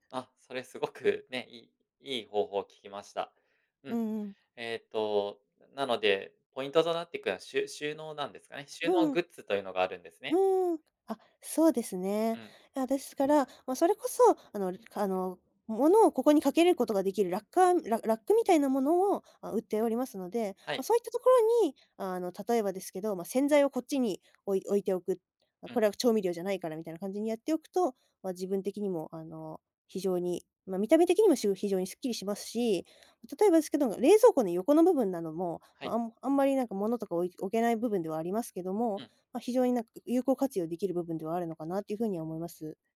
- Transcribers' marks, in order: none
- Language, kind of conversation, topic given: Japanese, advice, 家事や片付けを習慣化して、部屋を整えるにはどうすればよいですか？